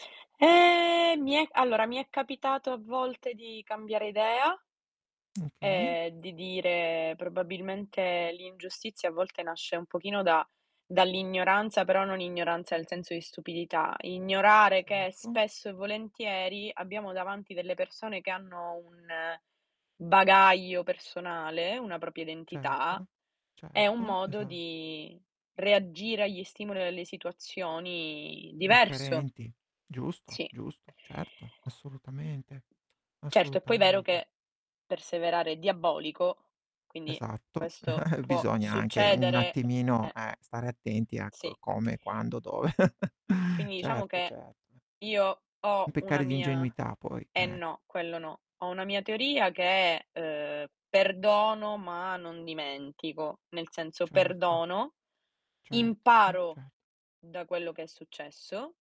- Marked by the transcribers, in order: drawn out: "Eh"; tapping; "Okay" said as "mkay"; distorted speech; "propria" said as "propia"; stressed: "diverso"; chuckle; chuckle; "peccare" said as "impeccare"; stressed: "imparo"
- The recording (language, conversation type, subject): Italian, unstructured, Come reagisci quando ti senti trattato ingiustamente?